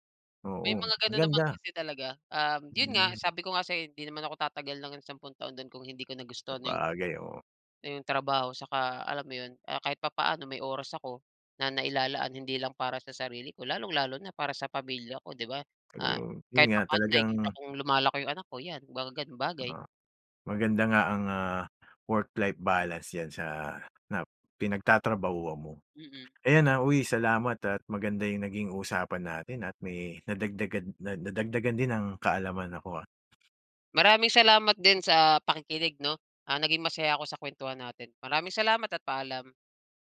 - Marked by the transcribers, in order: none
- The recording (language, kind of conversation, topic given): Filipino, podcast, Paano mo pinangangalagaan ang oras para sa pamilya at sa trabaho?